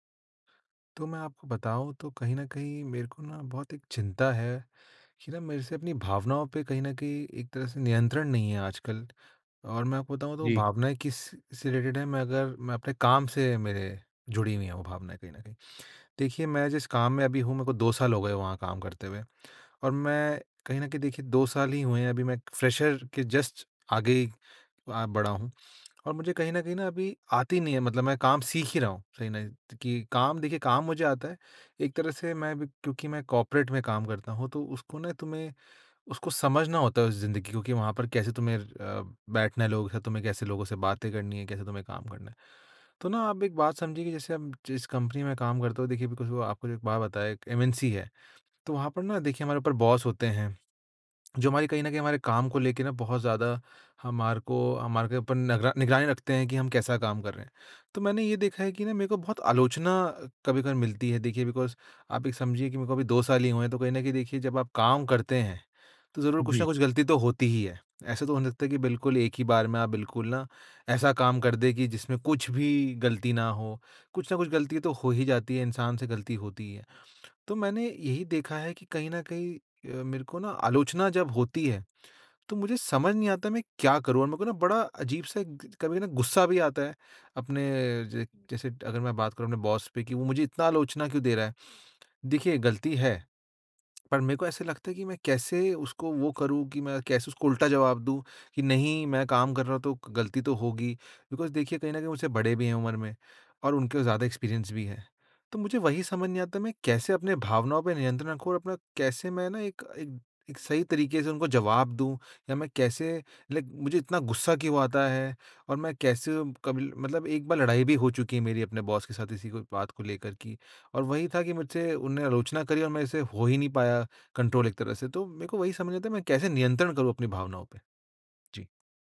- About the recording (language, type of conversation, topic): Hindi, advice, आलोचना पर अपनी भावनात्मक प्रतिक्रिया को कैसे नियंत्रित करूँ?
- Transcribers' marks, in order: in English: "रिलेटेड"; in English: "फ़्रेशर"; in English: "जस्ट"; unintelligible speech; in English: "कॉर्पोरेट"; in English: "बिकॉज़"; in English: "बॉस"; in English: "बिकॉज़"; in English: "बॉस"; lip smack; in English: "बिकॉज़"; in English: "एक्सपीरियंस"; in English: "लाइक"; in English: "बॉस"; in English: "कंट्रोल"